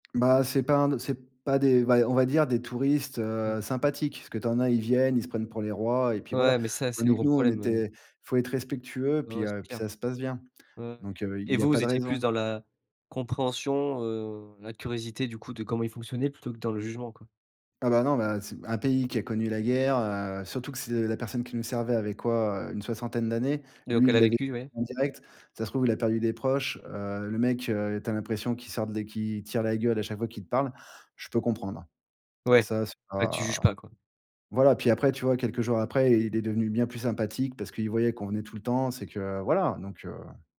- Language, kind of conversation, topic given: French, podcast, Comment trouves-tu des lieux hors des sentiers battus ?
- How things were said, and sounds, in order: tapping